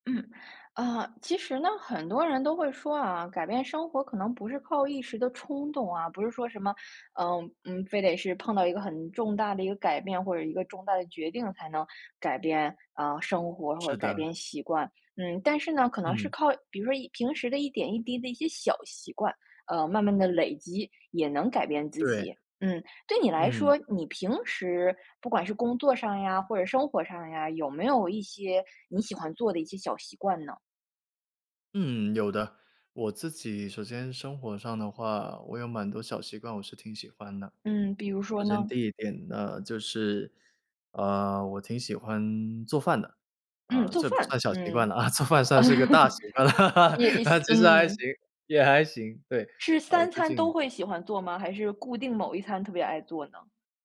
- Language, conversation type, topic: Chinese, podcast, 有哪些小习惯能帮助你坚持下去？
- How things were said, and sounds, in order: laugh; laughing while speaking: "做饭算是个大习惯了，其实还行，也还行，对"; laugh